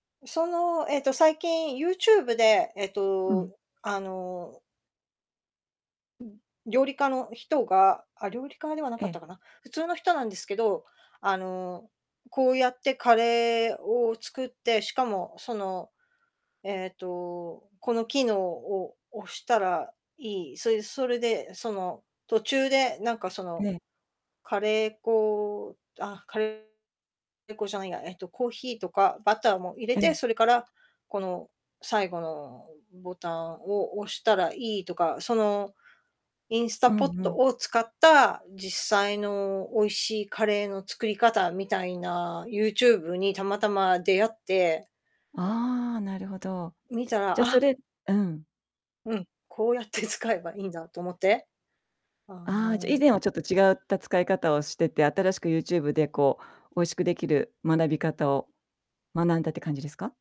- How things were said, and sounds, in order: distorted speech; "インスタントポット" said as "インスタポット"; other background noise
- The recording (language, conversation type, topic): Japanese, podcast, お気に入りの道具や品物は何ですか？